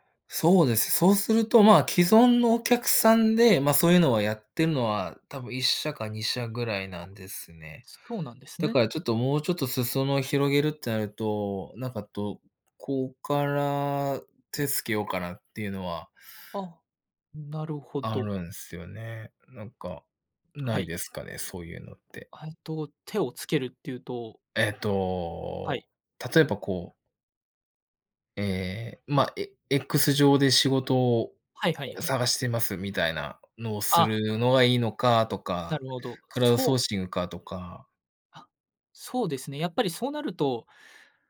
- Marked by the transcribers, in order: other background noise
- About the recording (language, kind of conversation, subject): Japanese, advice, 失敗が怖くて完璧を求めすぎてしまい、行動できないのはどうすれば改善できますか？